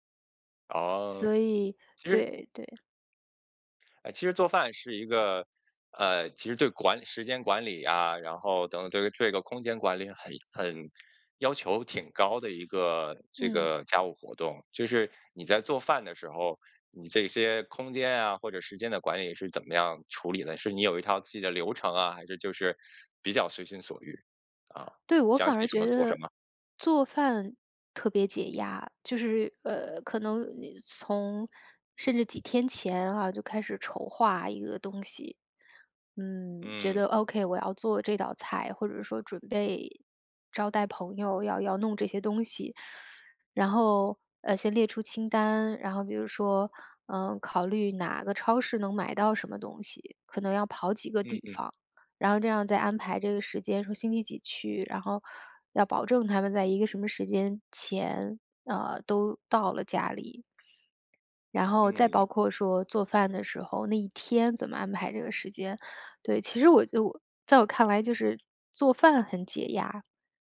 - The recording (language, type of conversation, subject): Chinese, podcast, 在家里应该怎样更公平地分配家务？
- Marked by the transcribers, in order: other background noise